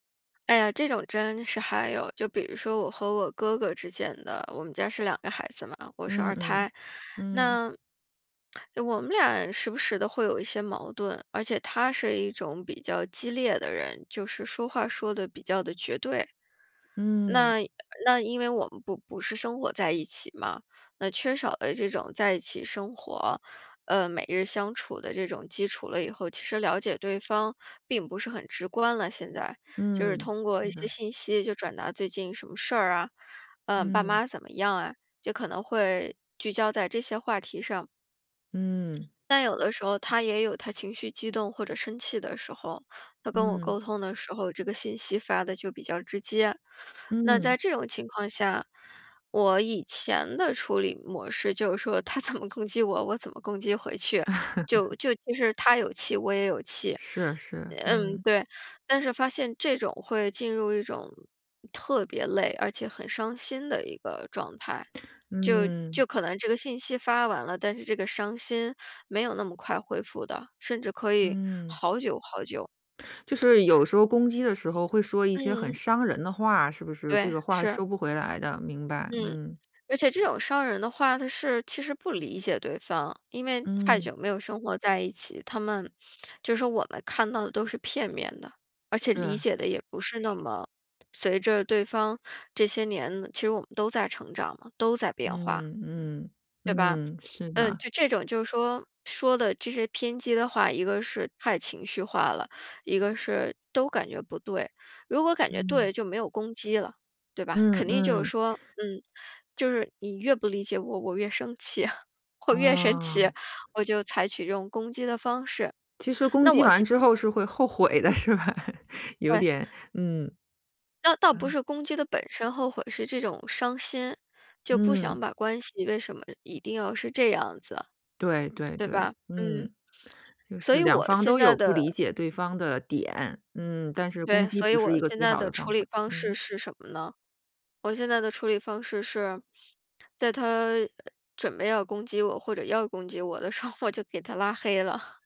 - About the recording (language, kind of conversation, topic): Chinese, podcast, 沉默在交流中起什么作用？
- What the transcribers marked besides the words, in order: other background noise; laughing while speaking: "他怎么"; laugh; laughing while speaking: "气。我越生气"; laughing while speaking: "后悔的， 是吧？"; laughing while speaking: "时候"; laughing while speaking: "拉黑了"